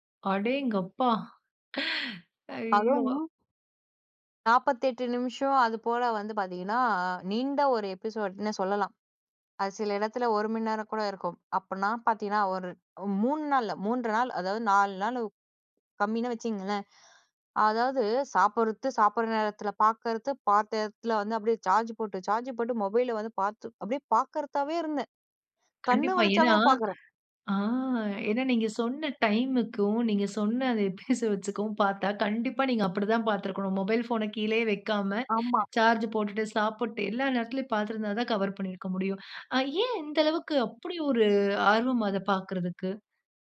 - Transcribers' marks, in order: laugh; chuckle
- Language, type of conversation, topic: Tamil, podcast, விட வேண்டிய பழக்கத்தை எப்படி நிறுத்தினீர்கள்?